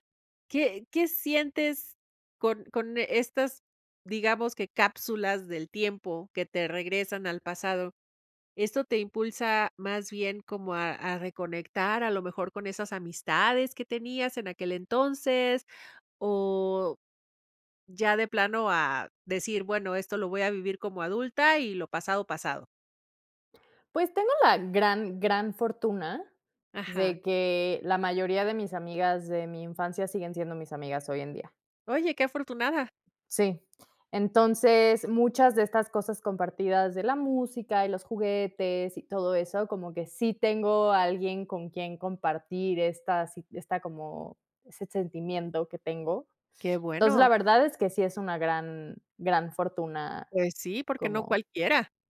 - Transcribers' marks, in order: none
- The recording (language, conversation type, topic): Spanish, podcast, ¿Cómo influye la nostalgia en ti al volver a ver algo antiguo?